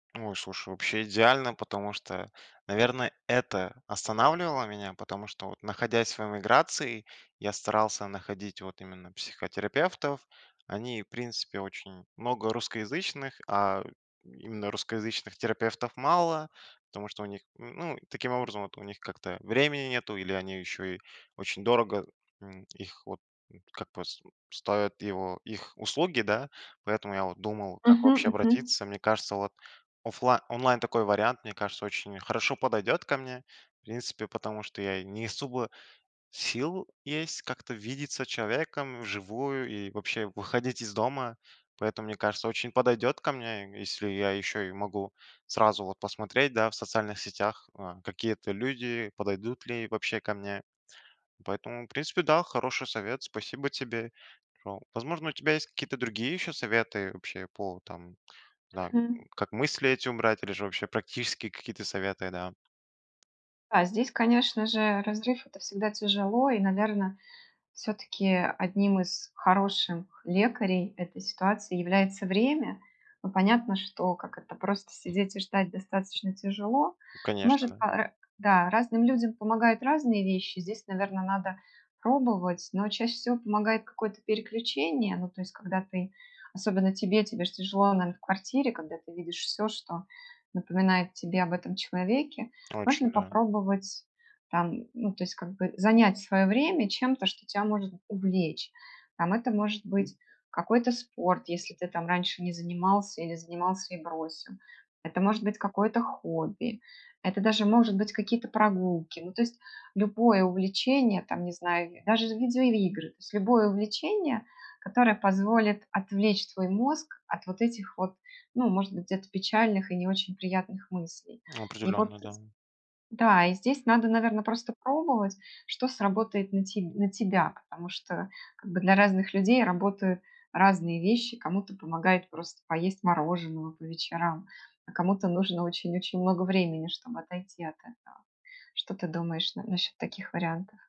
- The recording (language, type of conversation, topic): Russian, advice, Как пережить расставание после долгих отношений или развод?
- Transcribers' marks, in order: "особо" said as "исубо"; other background noise; tapping